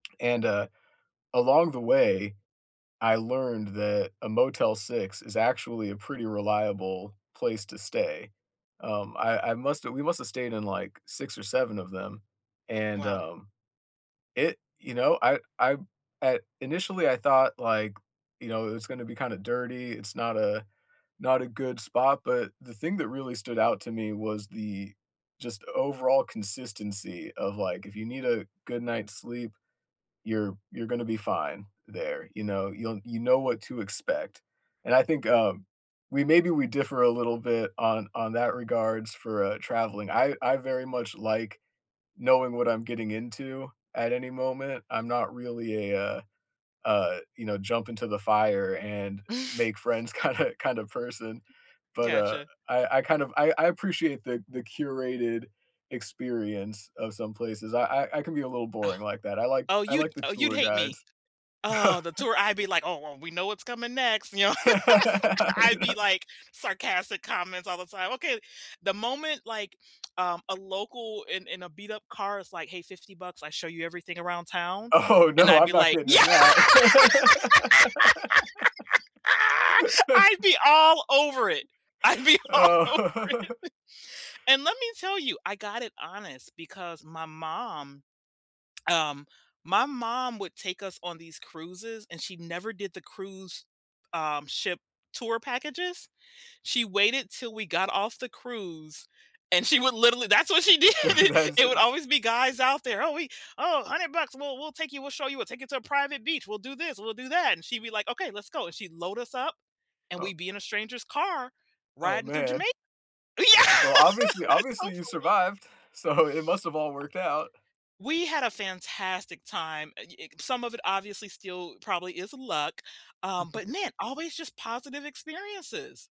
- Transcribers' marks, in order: chuckle; laughing while speaking: "kinda"; tapping; laughing while speaking: "Oh"; chuckle; put-on voice: "Oh, well, we know what's coming next"; laugh; laughing while speaking: "I know"; laugh; laughing while speaking: "Oh, no"; laughing while speaking: "Yeah!"; laugh; laughing while speaking: "I'd be all over it"; laugh; laughing while speaking: "Oh"; laugh; laughing while speaking: "did"; put-on voice: "Oh, we oh, a hundred … we'll do that"; laughing while speaking: "That that is it"; laughing while speaking: "yeah, that's so funny"; laughing while speaking: "so"; other background noise; chuckle
- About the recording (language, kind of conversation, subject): English, unstructured, How do you decide between staying in a lively hostel, a cozy bed and breakfast, or a private apartment?
- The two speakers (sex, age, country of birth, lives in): female, 45-49, United States, United States; male, 35-39, United States, United States